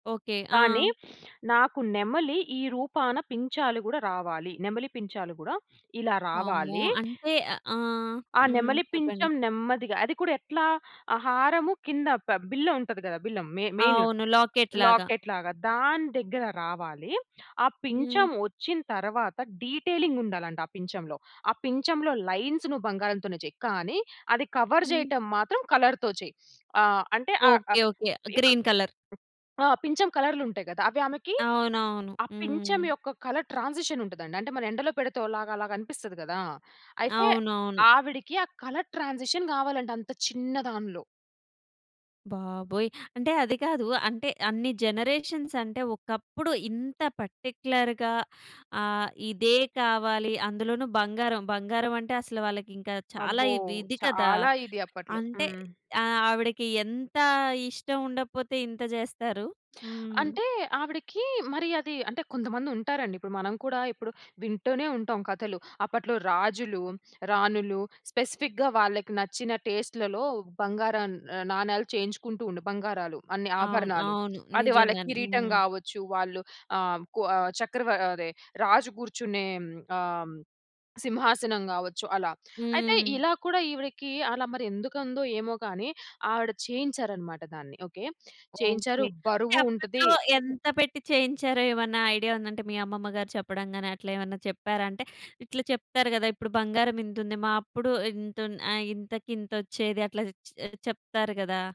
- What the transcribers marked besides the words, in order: sniff; in English: "లాకెట్"; in English: "లాకెట్"; in English: "లైన్స్"; in English: "కవర్"; in English: "కలర్‌తో"; other noise; in English: "గ్రీన్ కలర్"; in English: "కలర్"; in English: "కలర్ ట్రాన్సిషన్"; in English: "పర్టిక్యులర్‌గా"; in English: "స్పెసిఫిక్‌గా"
- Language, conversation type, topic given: Telugu, podcast, మీ దగ్గర ఉన్న ఏదైనా ఆభరణం గురించి దాని కథను చెప్పగలరా?